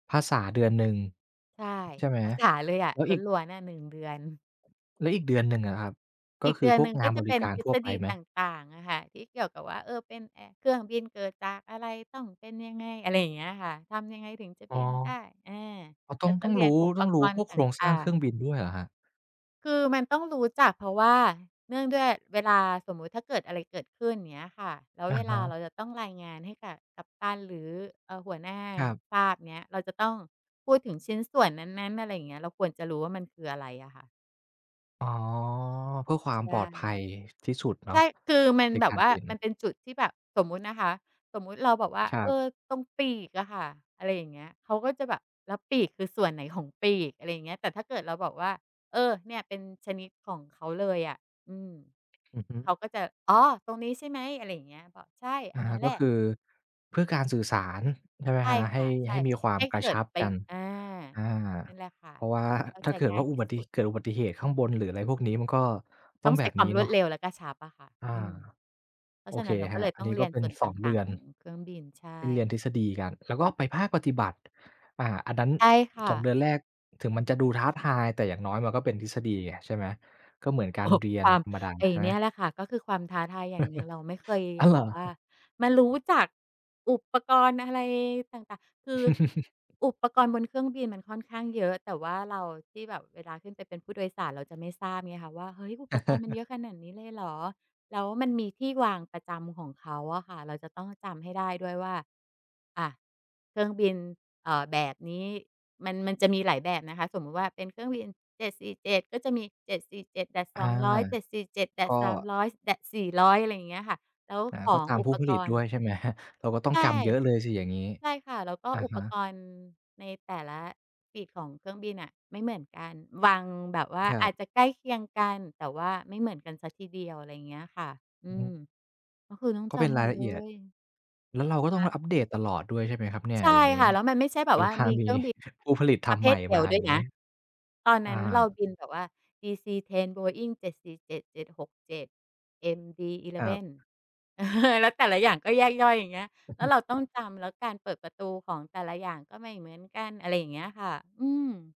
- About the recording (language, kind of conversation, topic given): Thai, podcast, ถ้าคุณต้องเลือกระหว่างความมั่นคงกับความท้าทาย คุณจะเลือกอะไร?
- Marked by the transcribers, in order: tapping; other background noise; chuckle; chuckle; chuckle; chuckle; chuckle; chuckle; chuckle; chuckle